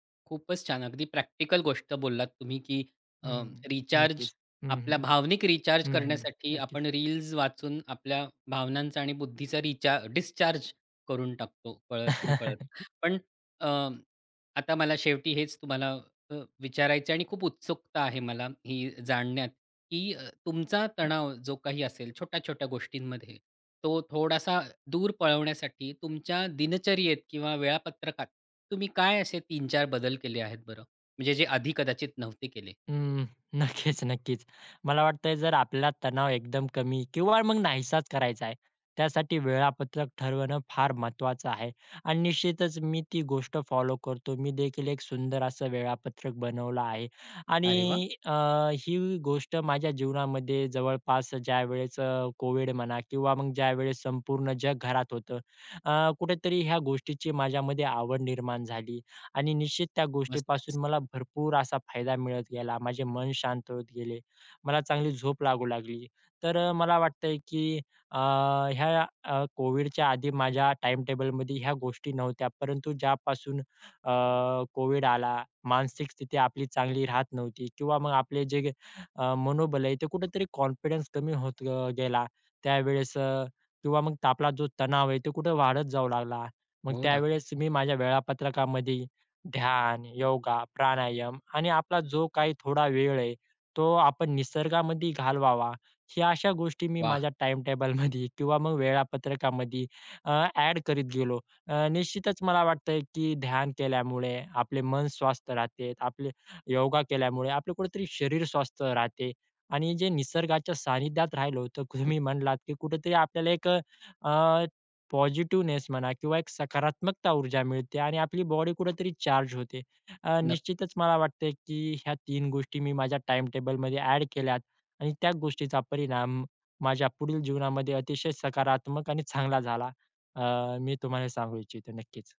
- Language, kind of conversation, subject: Marathi, podcast, तणाव ताब्यात ठेवण्यासाठी तुमची रोजची पद्धत काय आहे?
- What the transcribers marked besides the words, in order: chuckle; tapping; laughing while speaking: "नक्कीच नक्कीच"; in English: "कॉन्फिडन्स"; laughing while speaking: "टाईमटेबलमध्ये"; "करत" said as "करीत"; in English: "पॉझिटिव्हनेस"